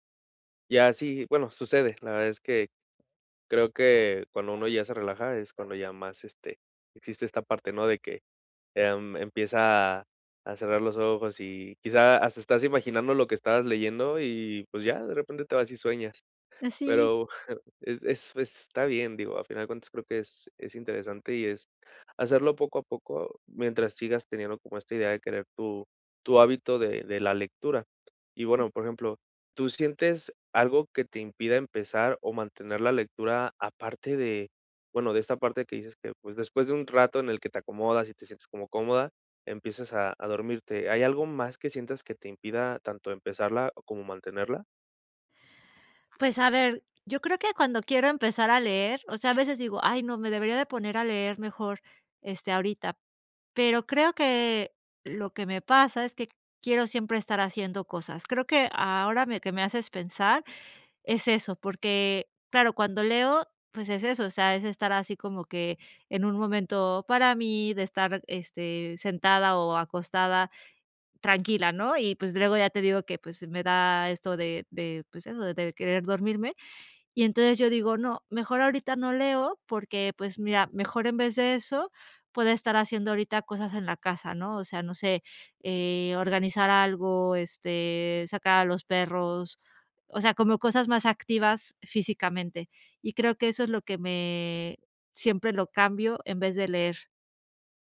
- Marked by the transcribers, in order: chuckle; other background noise
- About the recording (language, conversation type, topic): Spanish, advice, ¿Por qué no logro leer todos los días aunque quiero desarrollar ese hábito?